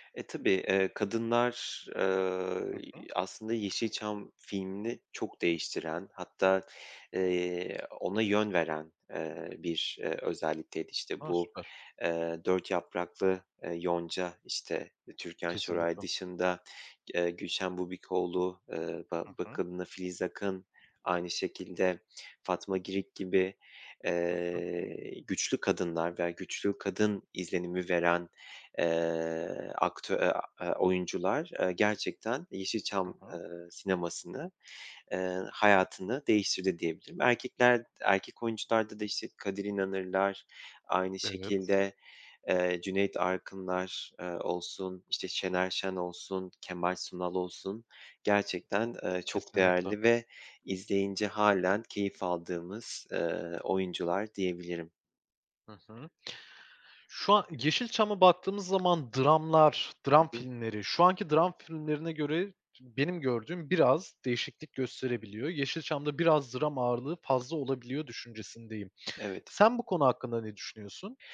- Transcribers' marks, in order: other background noise
- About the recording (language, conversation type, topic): Turkish, podcast, Yeşilçam veya eski yerli filmler sana ne çağrıştırıyor?